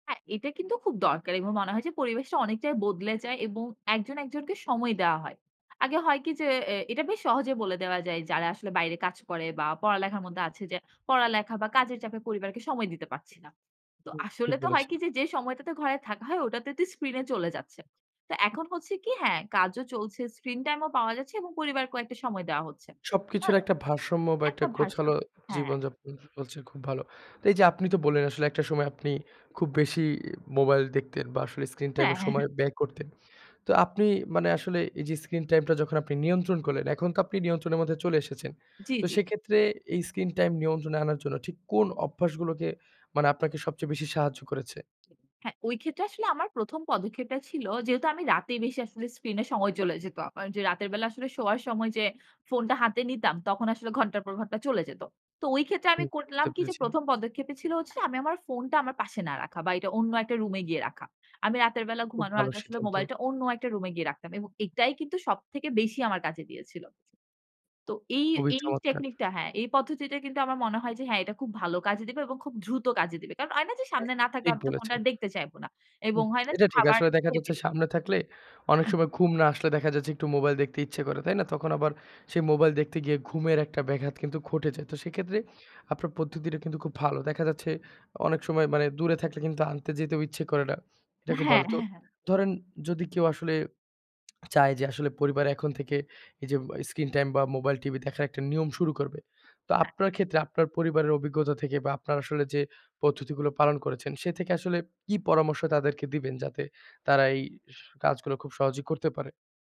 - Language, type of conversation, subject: Bengali, podcast, বাড়িতে টিভি ও মোবাইল ব্যবহারের নিয়ম কীভাবে ঠিক করেন?
- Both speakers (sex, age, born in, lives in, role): female, 25-29, Bangladesh, Bangladesh, guest; male, 25-29, Bangladesh, Bangladesh, host
- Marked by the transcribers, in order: tapping; laughing while speaking: "হ্যাঁ, হ্যাঁ"; other background noise; swallow